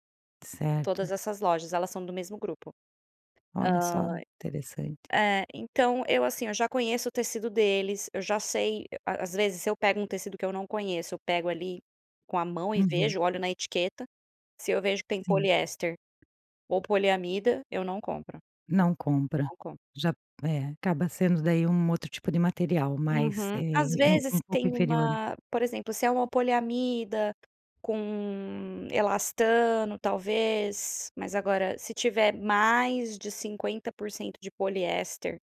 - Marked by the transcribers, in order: tapping
- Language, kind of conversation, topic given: Portuguese, podcast, O que seu guarda-roupa diz sobre você?